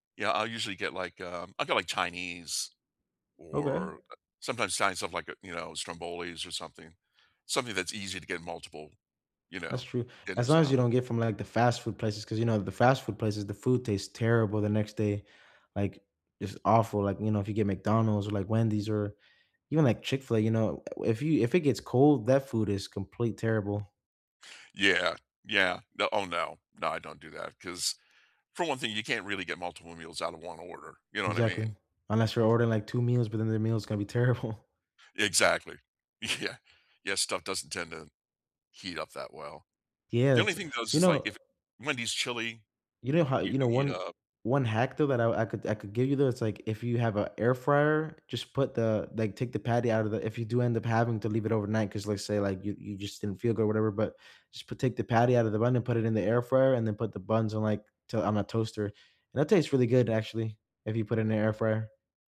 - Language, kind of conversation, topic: English, unstructured, What tickets or subscriptions feel worth paying for when you want to have fun?
- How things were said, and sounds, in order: other background noise; laughing while speaking: "terrible"; laughing while speaking: "yeah"